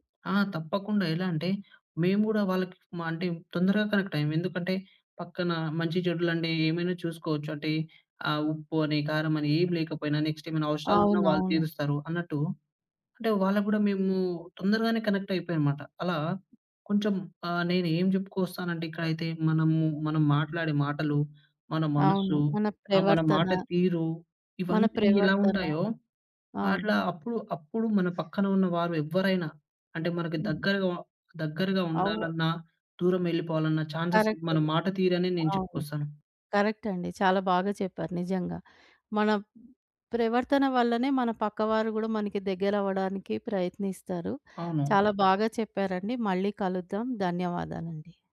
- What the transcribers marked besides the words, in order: other background noise; in English: "నెక్స్ట్"; tapping; in English: "ఛాన్సెస్"
- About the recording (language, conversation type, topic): Telugu, podcast, పక్కనే ఉన్న వారితో మరింత దగ్గరగా అవ్వాలంటే నేను ఏమి చేయాలి?